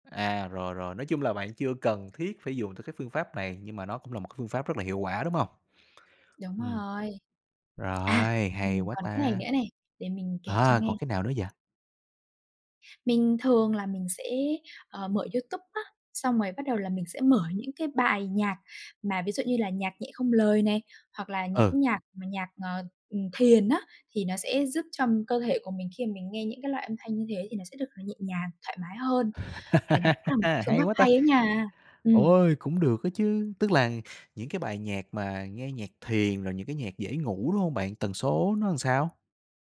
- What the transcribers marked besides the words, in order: tapping; other background noise; laugh
- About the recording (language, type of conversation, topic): Vietnamese, podcast, Thói quen buổi tối nào giúp bạn thư giãn trước khi đi ngủ?